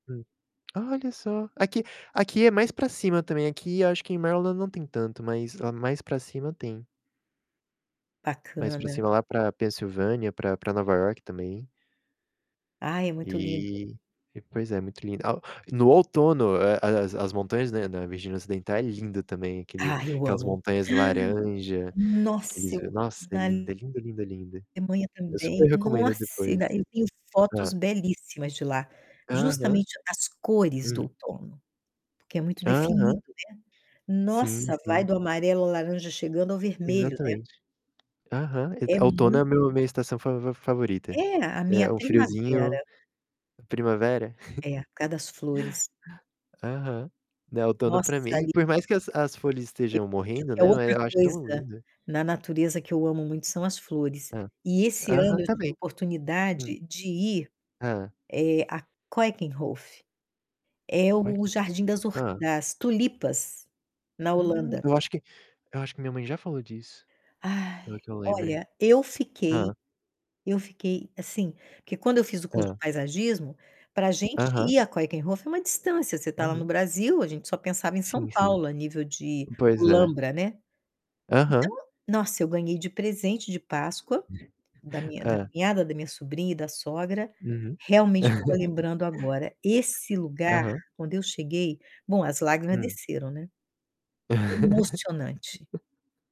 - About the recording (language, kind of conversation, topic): Portuguese, unstructured, Qual é o lugar na natureza que mais te faz feliz?
- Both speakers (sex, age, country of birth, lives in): female, 65-69, Brazil, Portugal; male, 20-24, Brazil, United States
- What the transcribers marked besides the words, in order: put-on voice: "Maryland"; gasp; distorted speech; tapping; chuckle; unintelligible speech; static; put-on voice: "Keukenhof"; put-on voice: "Keukenhof"; chuckle; laugh; other background noise; laugh